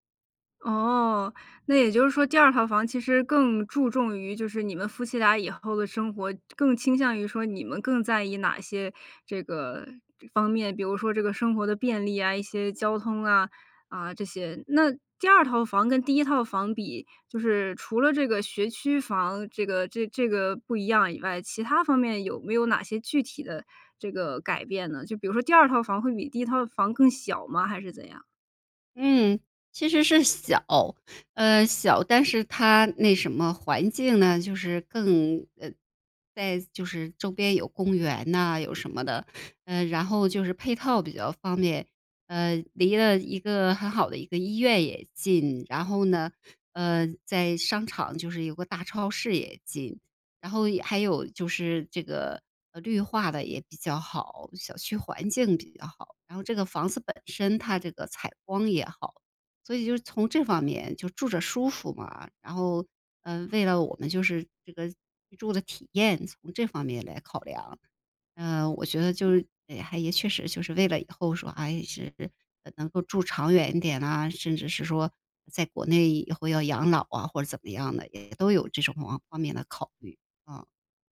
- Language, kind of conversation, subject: Chinese, podcast, 你第一次买房的心路历程是怎样？
- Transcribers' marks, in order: other background noise